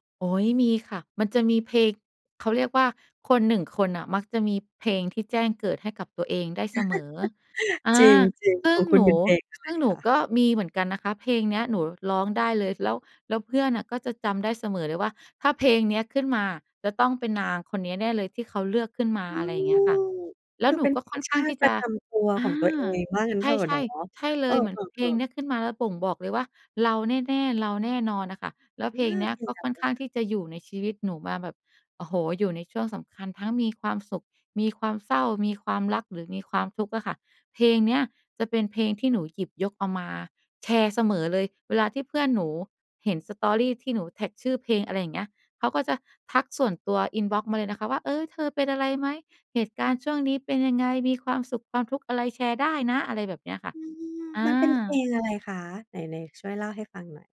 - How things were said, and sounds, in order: chuckle
- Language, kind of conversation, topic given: Thai, podcast, เพลงอะไรที่ทำให้คุณรู้สึกว่าเป็นตัวตนของคุณมากที่สุด?